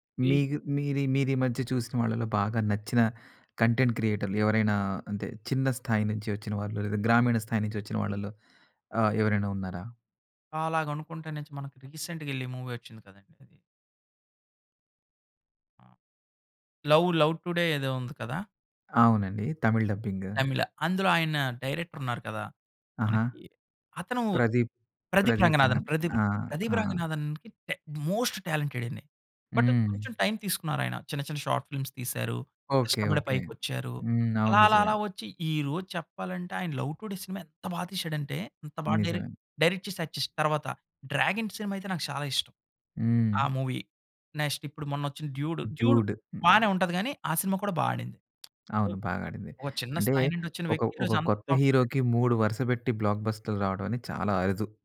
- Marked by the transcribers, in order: in English: "రీసెంట్‌గా"; in English: "మూవీ"; in English: "డైరెక్టర్"; in English: "మోస్ట్ టాలెంటెడ్"; in English: "బట్"; in English: "టైం"; in English: "షార్ట్ ఫిల్మ్స్"; in English: "డైరెక్ట్, డైరెక్ట్"; unintelligible speech; in English: "మూవీ నెక్స్ట్"; lip smack; other noise; other background noise; in English: "హీరో‌కి"; in English: "బ్లాక్ బస్టర్‌లు"
- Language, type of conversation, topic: Telugu, podcast, రోజువారీ ప్రాంతీయ కంటెంట్ పెద్ద ప్రేక్షకులను ఎలా ఆకట్టుకుంటుంది?